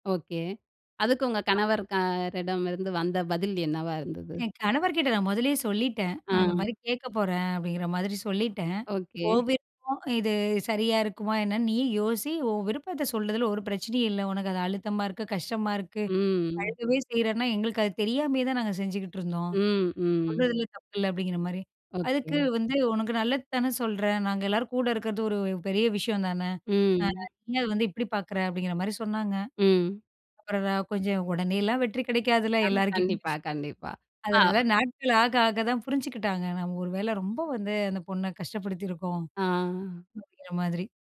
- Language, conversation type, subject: Tamil, podcast, குடும்ப அழுத்தம் இருக்கும் போது உங்கள் தனிப்பட்ட விருப்பத்தை எப்படி காப்பாற்றுவீர்கள்?
- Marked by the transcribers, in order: tapping; other noise